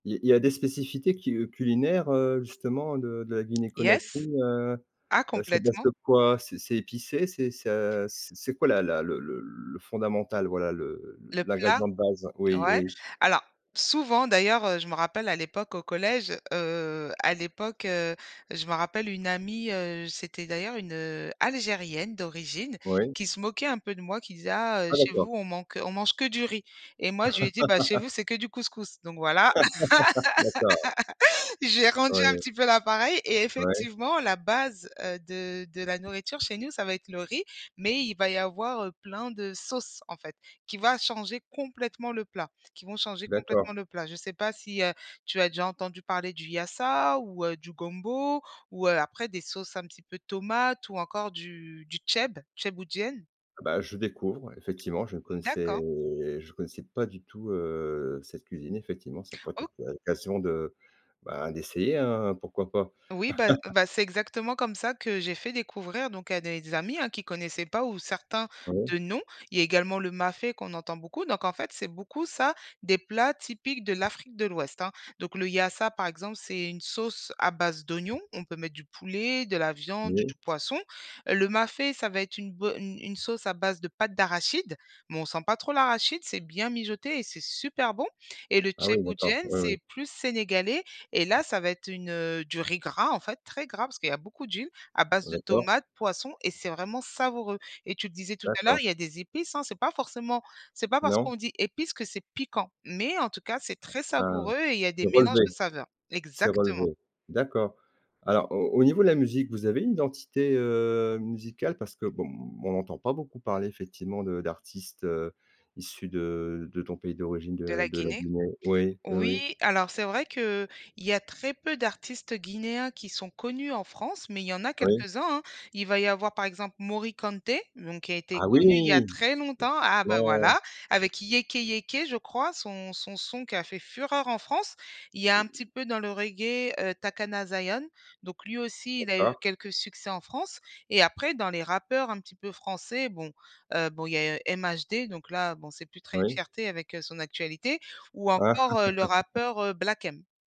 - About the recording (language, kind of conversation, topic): French, podcast, Comment partages-tu ta culture avec tes amis aujourd’hui ?
- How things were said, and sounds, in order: "spécificités" said as "spécifités"; drawn out: "heu"; drawn out: "le"; laugh; laugh; tapping; stressed: "sauces"; drawn out: "yassa"; drawn out: "connaissais"; laugh; other background noise; stressed: "Exactement"; drawn out: "heu"; drawn out: "oui !"; stressed: "très"; laugh